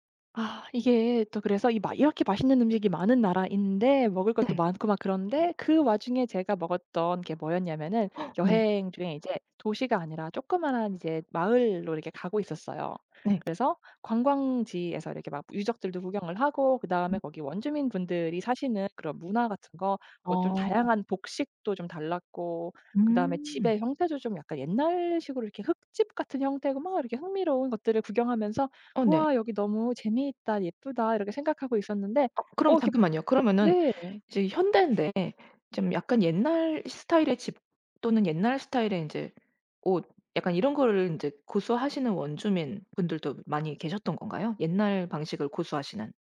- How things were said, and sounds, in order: tapping; gasp; other background noise
- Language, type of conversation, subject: Korean, podcast, 여행지에서 먹어본 인상적인 음식은 무엇인가요?